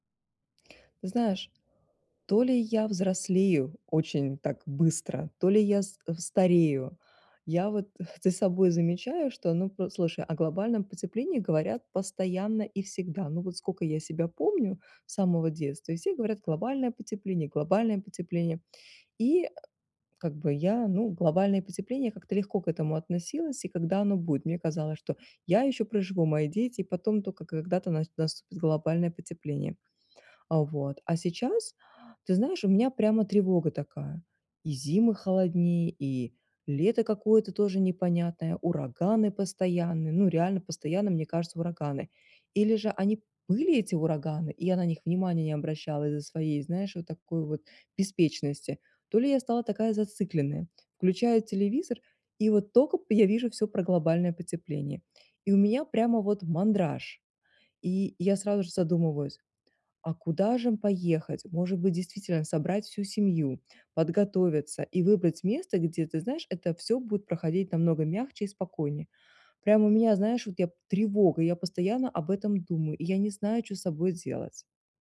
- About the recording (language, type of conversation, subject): Russian, advice, Как справиться с тревогой из-за мировых новостей?
- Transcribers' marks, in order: none